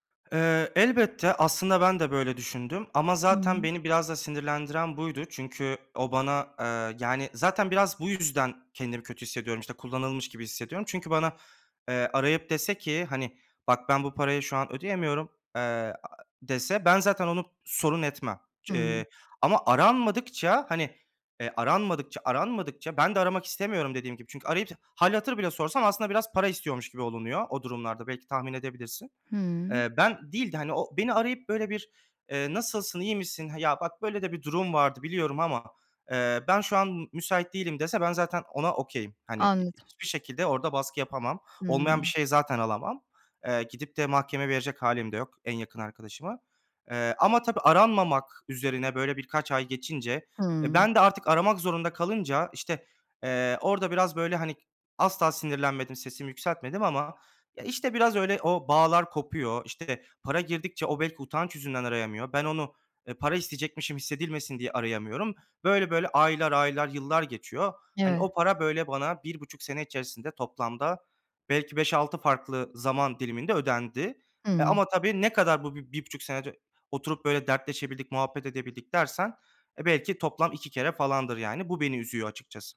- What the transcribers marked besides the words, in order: in English: "okay'im"
- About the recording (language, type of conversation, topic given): Turkish, advice, Borçlar hakkında yargılamadan ve incitmeden nasıl konuşabiliriz?